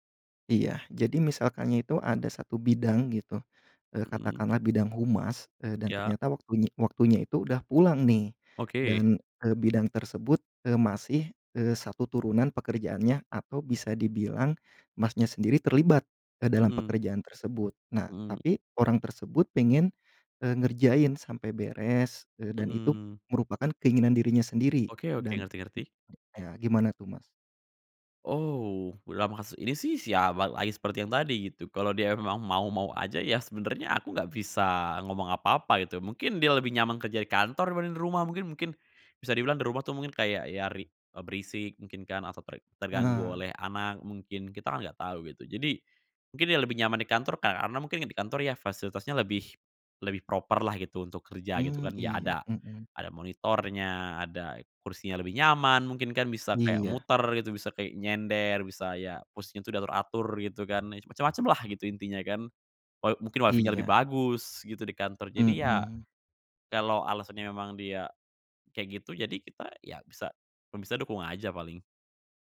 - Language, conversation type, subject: Indonesian, podcast, Gimana kamu menjaga keseimbangan kerja dan kehidupan pribadi?
- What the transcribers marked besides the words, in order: unintelligible speech; "sama" said as "siama"; "karena" said as "kar ana"; in English: "proper-lah"; "macem-macemlah" said as "cem-macemlah"; in English: "WiFi-nya"; other background noise